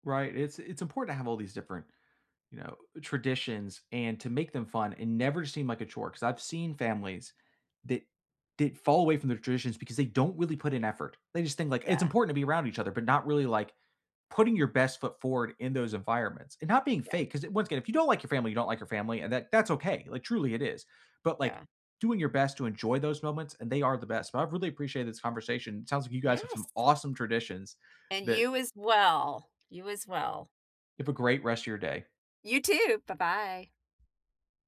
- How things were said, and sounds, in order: stressed: "awesome"; other background noise
- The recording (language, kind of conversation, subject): English, unstructured, What is a fun tradition you have with your family?
- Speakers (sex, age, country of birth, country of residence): female, 55-59, United States, United States; male, 30-34, United States, United States